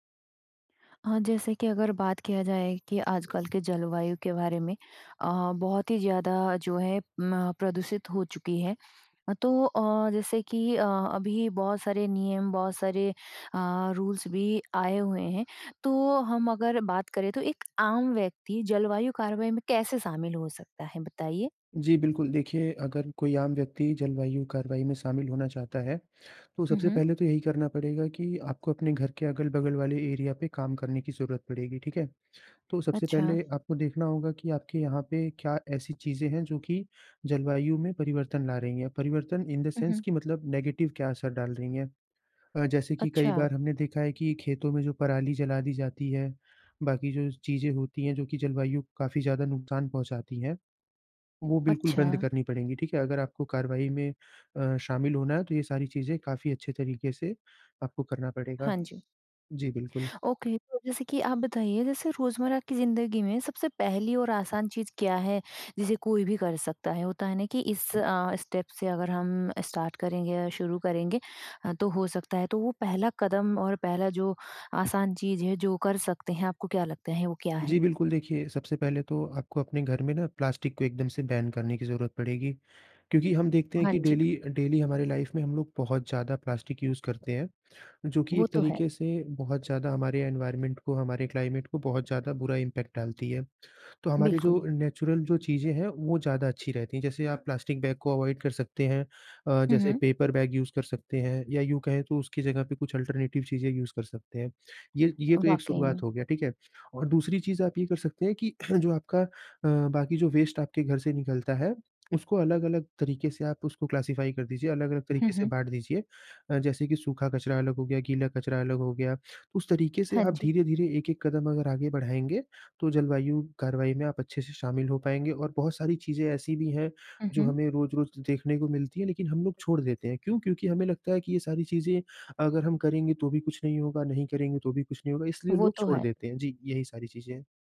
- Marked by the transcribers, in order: in English: "रूल्स"; in English: "इन द सेंस"; in English: "नेगेटिव"; in English: "ओके"; in English: "स्टेप"; in English: "स्टार्ट"; in English: "बैन"; in English: "डेली"; in English: "डेली"; in English: "लाइफ़"; in English: "यूज़"; in English: "इनवायरमेंट"; in English: "क्लाइमेट"; in English: "इंपैक्ट"; in English: "नेचुरल"; in English: "बैग"; in English: "अवॉइड"; in English: "पेपर बैग यूज़"; in English: "अल्टरनेटिव"; in English: "यूज़"; throat clearing; in English: "वेस्ट"; in English: "क्लासिफाई"
- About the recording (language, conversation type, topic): Hindi, podcast, एक आम व्यक्ति जलवायु कार्रवाई में कैसे शामिल हो सकता है?